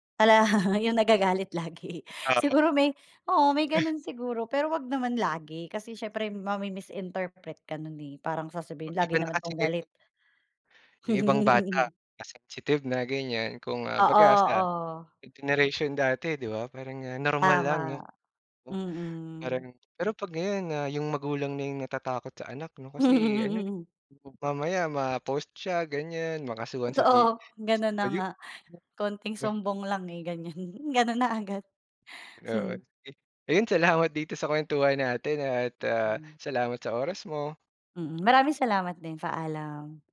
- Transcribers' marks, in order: laughing while speaking: "Hala"; laughing while speaking: "lagi"; sneeze; giggle; other background noise; tapping; laughing while speaking: "Mm"; unintelligible speech; laughing while speaking: "ganyan ganun na agad"; unintelligible speech; "Paalam" said as "Faalam"
- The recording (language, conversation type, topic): Filipino, podcast, Paano ninyo ipinapakita ang pagmamahal sa inyong pamilya?